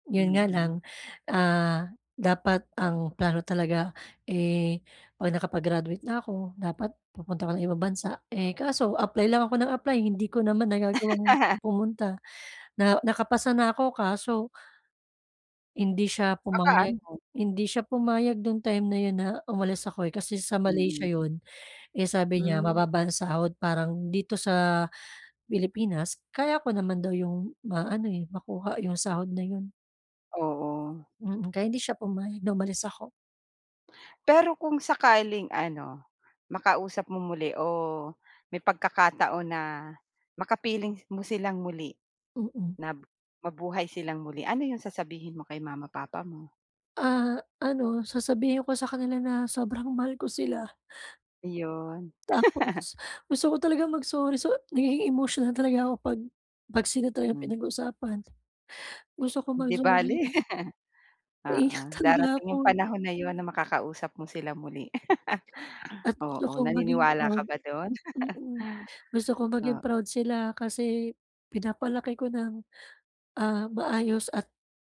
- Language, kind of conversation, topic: Filipino, advice, Paano ko mapipigilan ang paulit-ulit na pag-iisip tungkol sa nakaraang pagkakamali at ang pagdaramdam ng hiya?
- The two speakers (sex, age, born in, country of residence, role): female, 35-39, Philippines, Philippines, user; female, 45-49, Philippines, Philippines, advisor
- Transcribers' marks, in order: chuckle; sad: "Ah, ano sasabihin ko sa kanila na sobrang mahal ko sila"; sad: "Tapos, gusto ko talaga mag … Gusto kong mag-sorry"; chuckle; laugh; sad: "Naiiyak talaga ako"; tapping; sad: "At gusto kong maging proud … ah, maayos at"; laugh; laugh; inhale